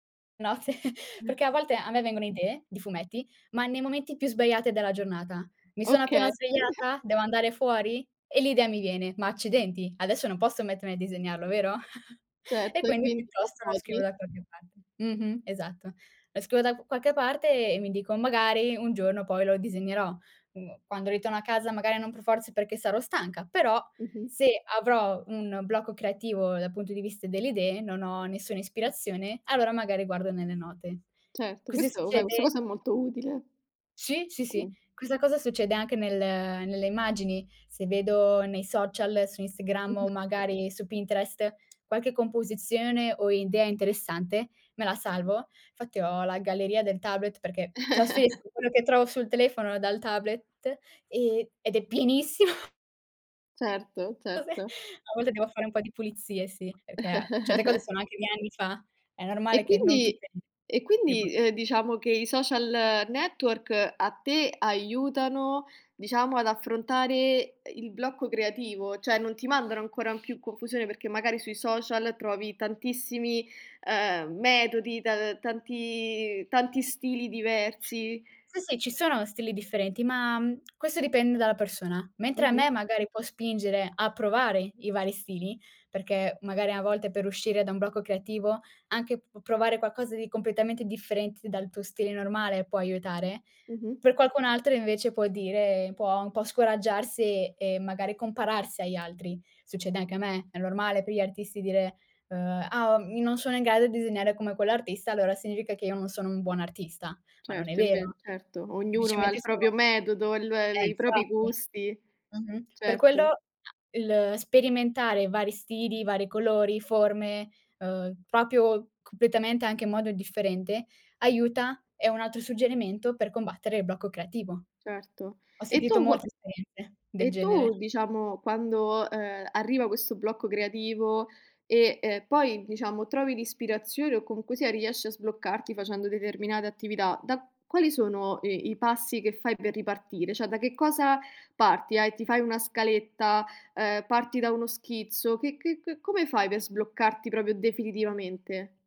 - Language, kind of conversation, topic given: Italian, podcast, Come affronti il blocco creativo?
- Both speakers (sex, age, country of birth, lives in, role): female, 18-19, Romania, Italy, guest; female, 25-29, Italy, Italy, host
- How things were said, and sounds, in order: chuckle; chuckle; chuckle; other background noise; drawn out: "nel"; giggle; chuckle; giggle; drawn out: "tanti"; "proprio" said as "propio"